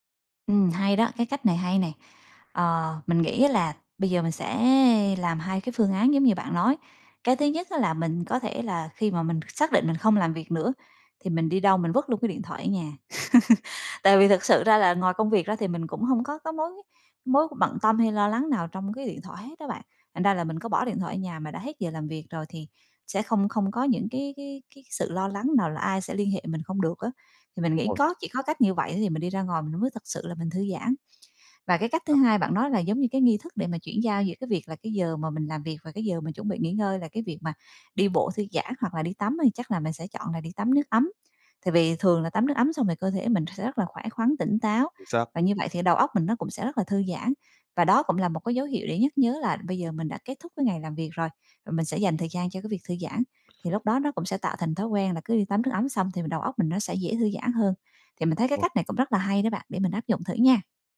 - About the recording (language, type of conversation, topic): Vietnamese, advice, Vì sao căng thẳng công việc kéo dài khiến bạn khó thư giãn?
- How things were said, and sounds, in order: chuckle; tapping; other background noise